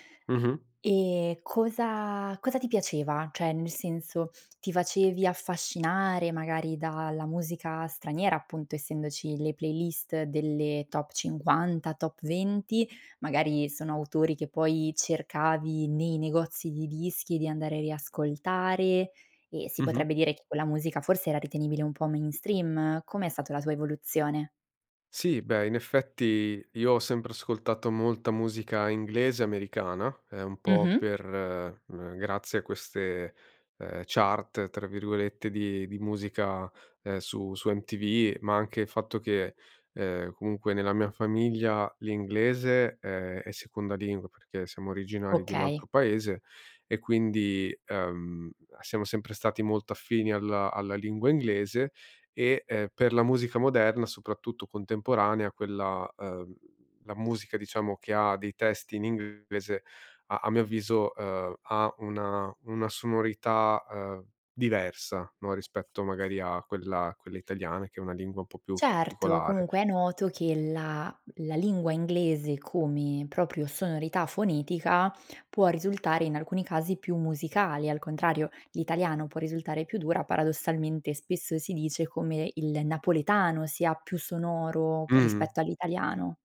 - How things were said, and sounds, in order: "Cioè" said as "ceh"; in English: "mainstream?"; in English: "chart"; other background noise
- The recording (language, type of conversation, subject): Italian, podcast, Che ruolo hanno gli amici nelle tue scoperte musicali?